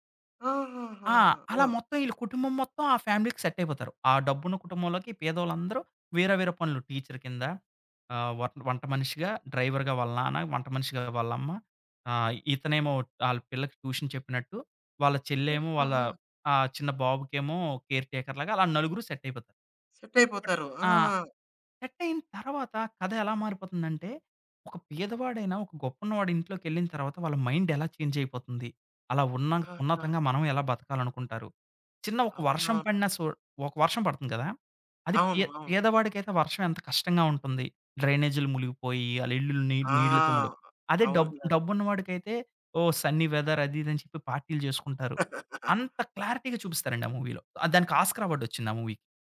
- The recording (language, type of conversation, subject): Telugu, podcast, సోషల్ మీడియా ట్రెండ్‌లు మీ సినిమా ఎంపికల్ని ఎలా ప్రభావితం చేస్తాయి?
- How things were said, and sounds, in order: in English: "ఫ్యామిలీకి సెట్"; in English: "టీచర్"; in English: "డ్రైవర్‌గా"; in English: "ట్యూషన్"; in English: "కేర్ టేకర్"; in English: "సెట్"; in English: "సెట్"; in English: "సెట్"; in English: "మైండ్"; in English: "చేంజ్"; in English: "సన్నీ వెదర్"; in English: "క్లారిటీగా"; chuckle; in English: "మూవీలో"; in English: "మూవీ"